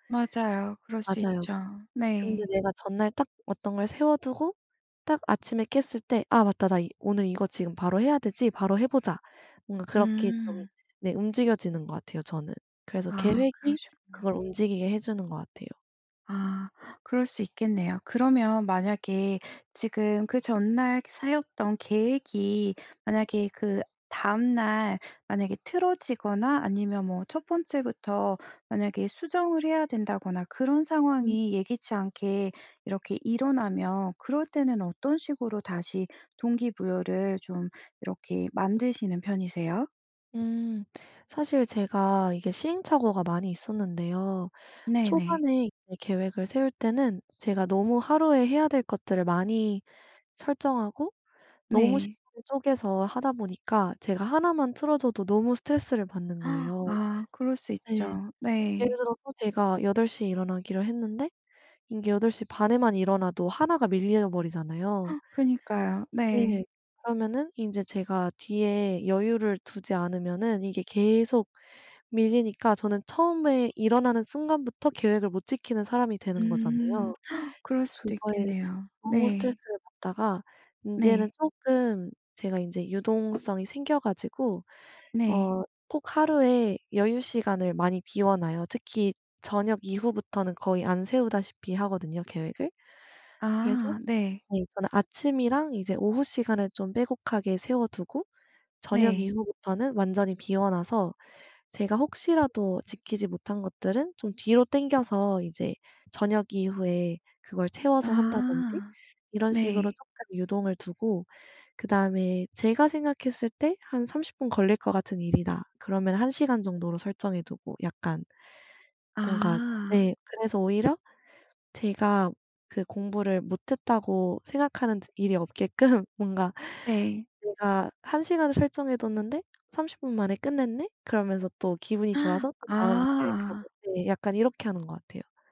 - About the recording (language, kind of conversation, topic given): Korean, podcast, 공부 동기는 보통 어떻게 유지하시나요?
- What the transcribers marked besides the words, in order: other background noise; gasp; gasp; gasp; tapping; laughing while speaking: "없게끔"; gasp